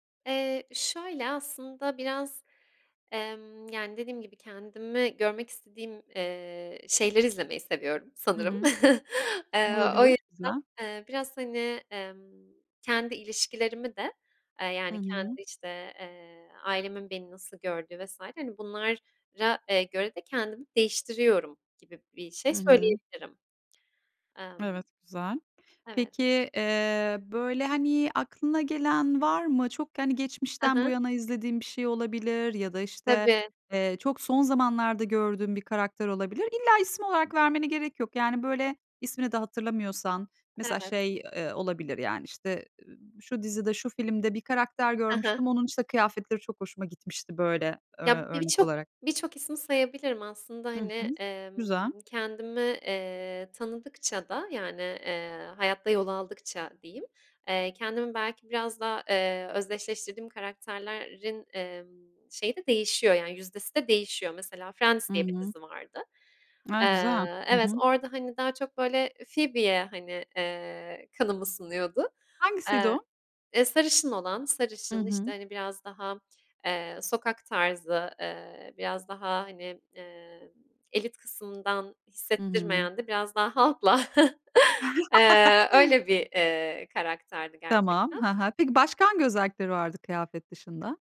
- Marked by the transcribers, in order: chuckle; "bunlara" said as "bunlarra"; unintelligible speech; chuckle
- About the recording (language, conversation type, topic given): Turkish, podcast, Hangi dizi karakteriyle özdeşleşiyorsun, neden?